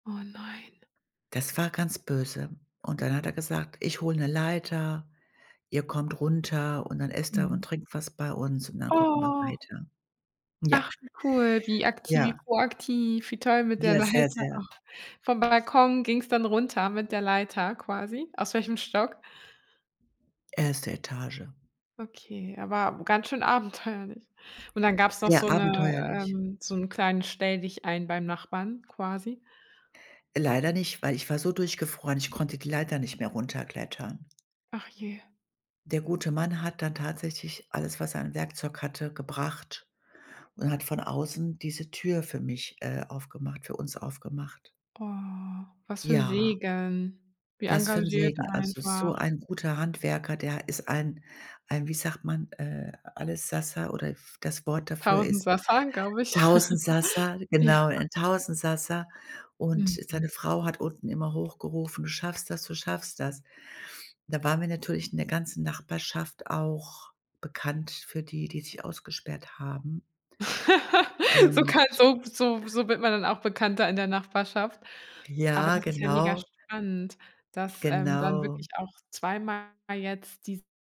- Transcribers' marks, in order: other background noise; drawn out: "Oh"; laughing while speaking: "Leiter"; drawn out: "Oh"; chuckle; tapping; chuckle
- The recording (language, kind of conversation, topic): German, podcast, Was hilft gegen Einsamkeit in der Nachbarschaft?